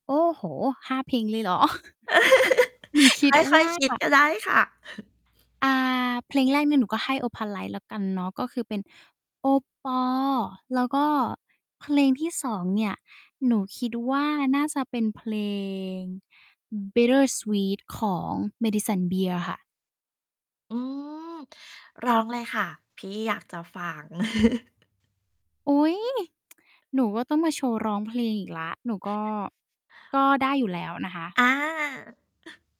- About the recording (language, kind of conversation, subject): Thai, podcast, ถ้าต้องเลือกเพลงหนึ่งเพลงเป็นเพลงประจำชีวิต คุณจะเลือกเพลงอะไร?
- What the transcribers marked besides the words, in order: laugh; chuckle; chuckle; other background noise; chuckle; tsk; other noise